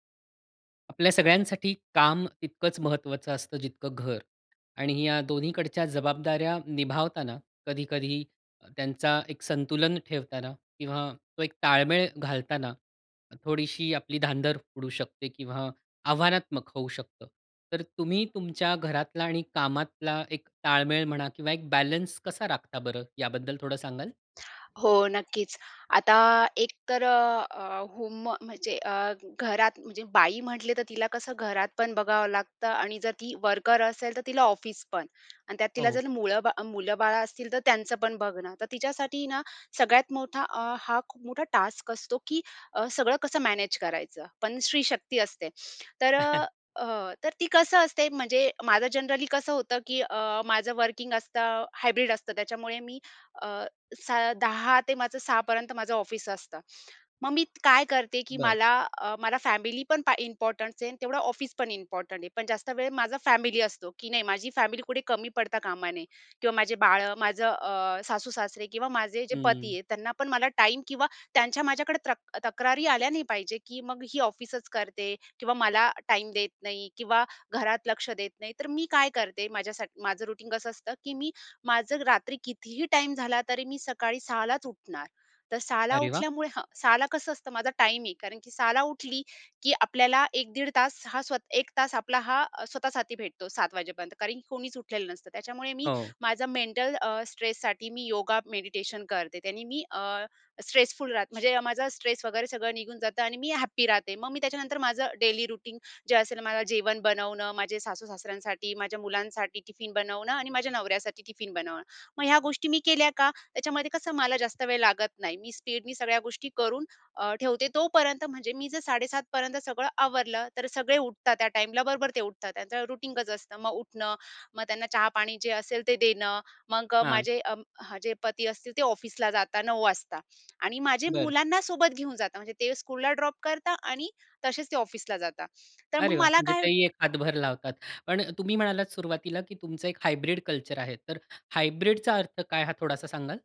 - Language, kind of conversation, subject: Marathi, podcast, काम आणि घरातील ताळमेळ कसा राखता?
- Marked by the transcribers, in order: tapping; in English: "होम"; in English: "वर्कर"; in English: "मॅनेज"; in English: "जनरली"; chuckle; in English: "वर्किंग"; in English: "हायब्रिड"; in English: "फॅमिलीपण इम्पोर्टंट"; in English: "इम्पॉर्टंट"; in English: "फॅमिली"; in English: "फॅमिली"; in English: "रुटीन"; in English: "मेंटल"; in English: "स्ट्रेससाठी"; in English: "मेडिटेशन"; in English: "स्ट्रेसफुल"; in English: "स्ट्रेस"; in English: "हॅप्पी"; in English: "डेली रूटीन"; in English: "स्पीडनी"; in English: "रूटीन"; in English: "स्कूलला ड्रॉप"; in English: "हायब्रिड कल्चर"; in English: "हायब्रिडचा"